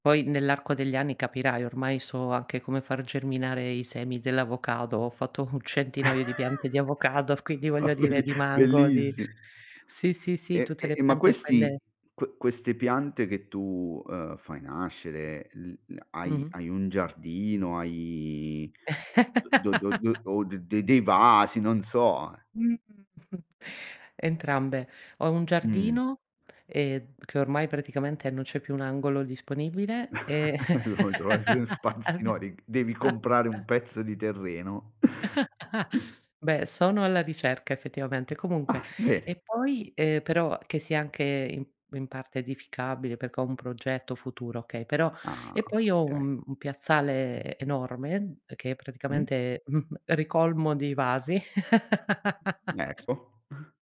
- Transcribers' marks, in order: chuckle; laughing while speaking: "Ma belli"; laugh; chuckle; chuckle; unintelligible speech; laughing while speaking: "spazio"; laugh; unintelligible speech; chuckle; tapping; laugh; chuckle
- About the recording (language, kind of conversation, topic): Italian, podcast, Com’è la tua domenica ideale, dedicata ai tuoi hobby?